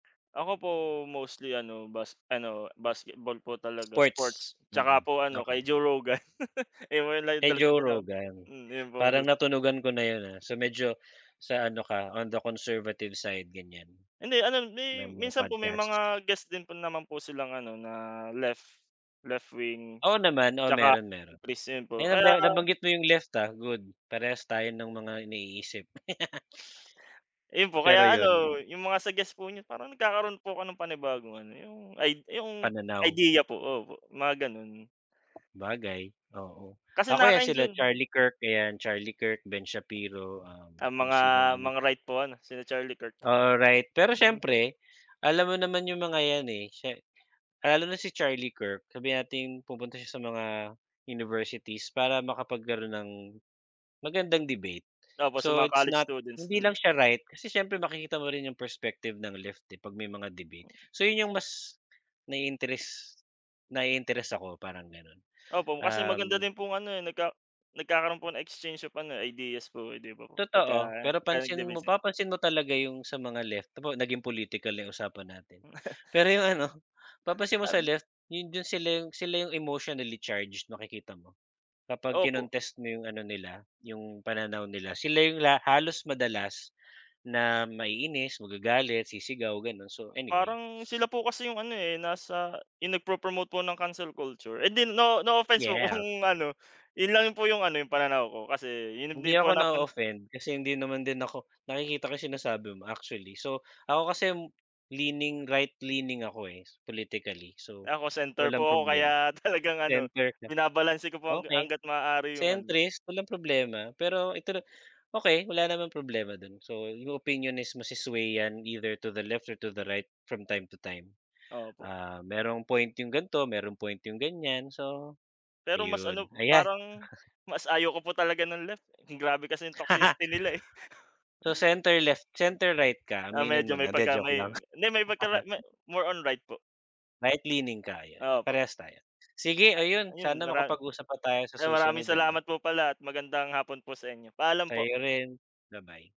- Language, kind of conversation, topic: Filipino, unstructured, Ano ang paborito mong paraan ng pag-eehersisyo?
- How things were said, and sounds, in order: laugh; unintelligible speech; in English: "on the conservative side"; laugh; sniff; unintelligible speech; chuckle; in English: "emotionally charged"; sniff; in English: "cancel culture"; unintelligible speech; scoff; laugh; scoff; chuckle